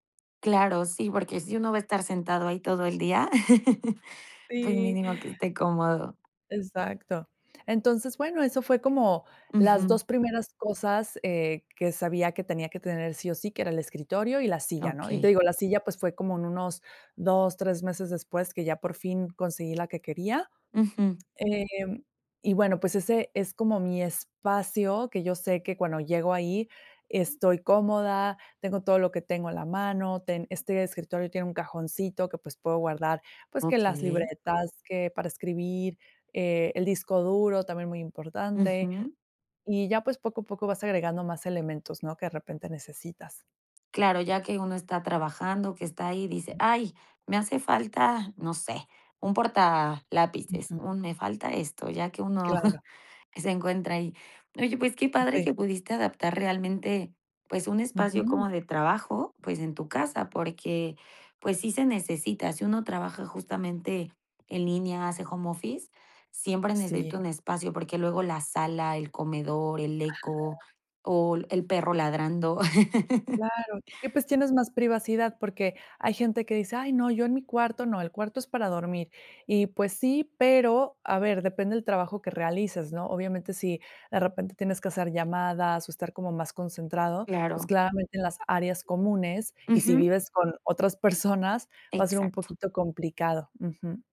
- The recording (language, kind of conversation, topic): Spanish, podcast, ¿Cómo organizarías un espacio de trabajo pequeño en casa?
- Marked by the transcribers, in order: laugh; other background noise; laugh